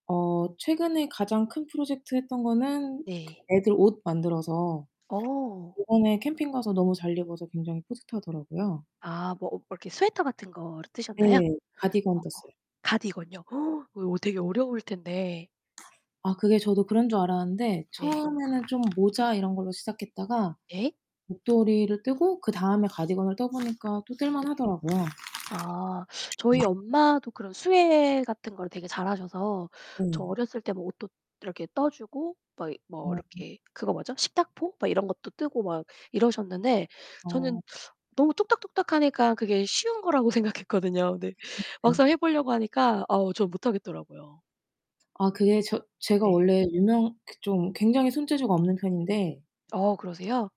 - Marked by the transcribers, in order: distorted speech; other background noise; gasp; laughing while speaking: "생각했거든요"
- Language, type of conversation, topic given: Korean, unstructured, 어떤 취미가 가장 큰 즐거움을 주나요?
- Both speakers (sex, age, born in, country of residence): female, 35-39, South Korea, United States; female, 35-39, South Korea, United States